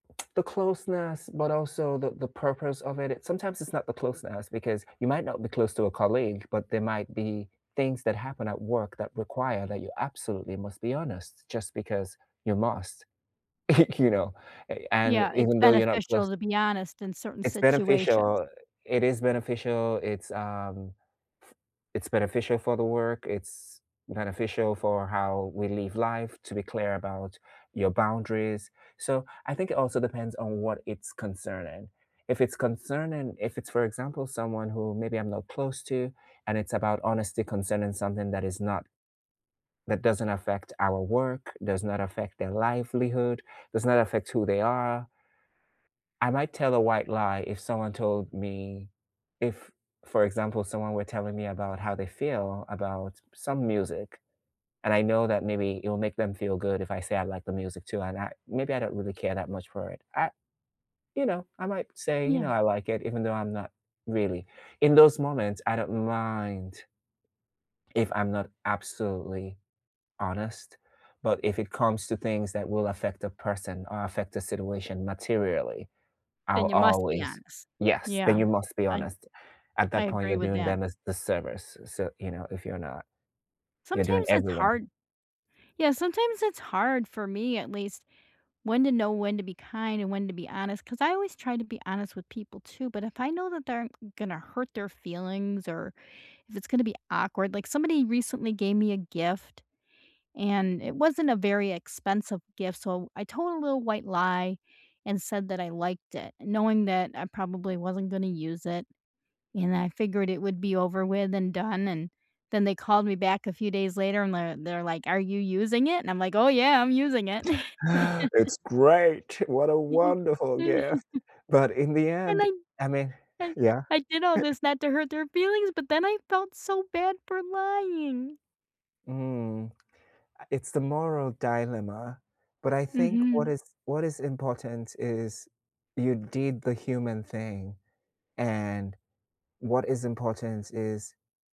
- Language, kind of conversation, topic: English, unstructured, How do you balance honesty with kindness?
- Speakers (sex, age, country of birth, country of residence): female, 60-64, United States, United States; male, 40-44, United States, United States
- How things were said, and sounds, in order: tapping; chuckle; other background noise; drawn out: "mind"; chuckle; inhale; put-on voice: "It's great! What a wonderful gift!"; laugh; chuckle; chuckle